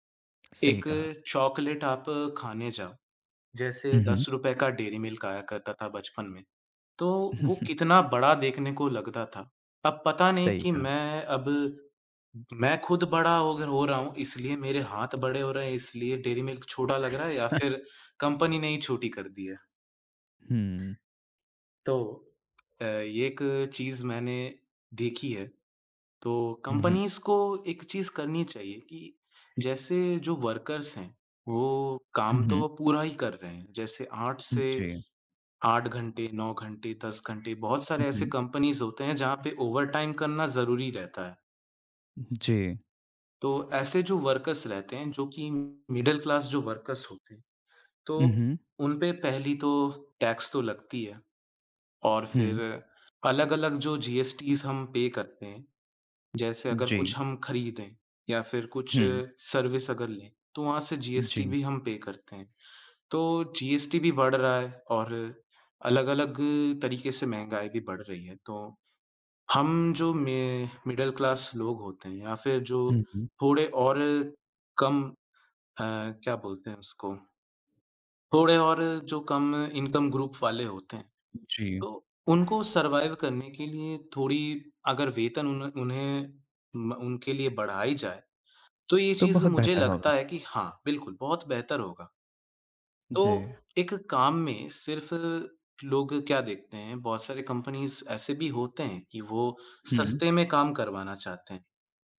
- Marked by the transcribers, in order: chuckle; chuckle; other background noise; tapping; in English: "कंपनीज़"; in English: "वर्कर्स"; in English: "कंपनीज़"; in English: "ओवरटाइम"; in English: "वर्कर्स"; in English: "मिडल क्लास"; in English: "वर्कर्स"; in English: "टैक्स"; in English: "जीएसटीज़"; in English: "पे"; in English: "सर्विस"; in English: "पे"; in English: "मिडल क्लास"; in English: "इनकम ग्रुप"; in English: "सर्वाइव"; in English: "कंपनीज़"
- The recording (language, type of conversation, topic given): Hindi, unstructured, बढ़ती महंगाई के बीच नौकरी में वेतन बढ़ोतरी मांगना आपको कैसा लगता है?
- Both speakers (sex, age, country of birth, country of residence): male, 20-24, India, India; male, 25-29, India, India